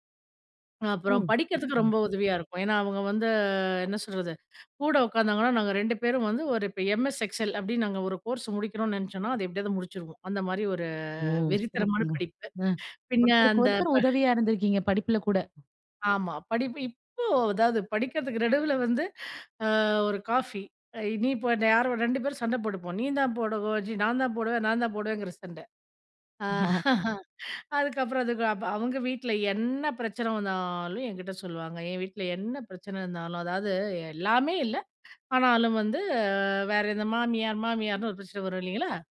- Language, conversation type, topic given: Tamil, podcast, நண்பருடன் பேசுவது உங்களுக்கு எப்படி உதவுகிறது?
- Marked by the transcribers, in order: other noise; laughing while speaking: "நீந்தான் போடவு ஜி நான் தான் … வந்தாலும், எங்கிட்ட சொல்வாங்க"; laugh